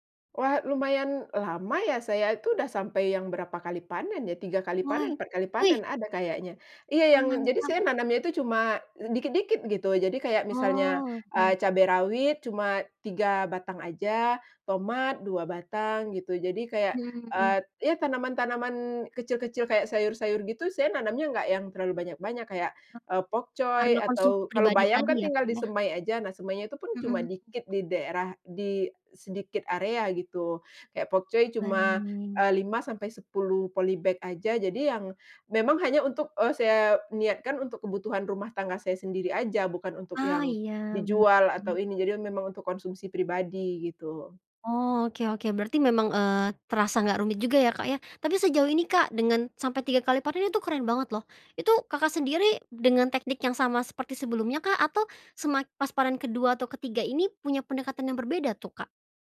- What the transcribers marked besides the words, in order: in English: "Why?"; other background noise; in English: "polybag"
- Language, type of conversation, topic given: Indonesian, podcast, Apa tips penting untuk mulai berkebun di rumah?